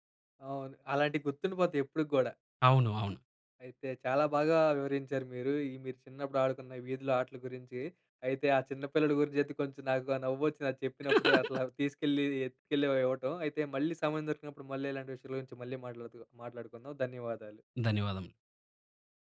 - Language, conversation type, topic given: Telugu, podcast, వీధిలో ఆడే ఆటల గురించి నీకు ఏదైనా మధురమైన జ్ఞాపకం ఉందా?
- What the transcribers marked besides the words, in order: laugh